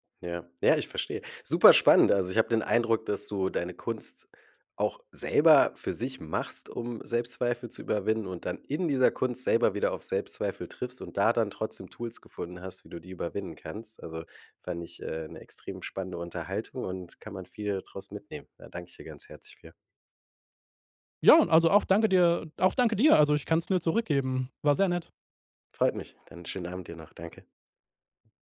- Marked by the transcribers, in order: joyful: "Super spannend"; stressed: "in"; stressed: "extrem spannende"; stressed: "dir"
- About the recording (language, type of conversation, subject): German, podcast, Was hat dir geholfen, Selbstzweifel zu überwinden?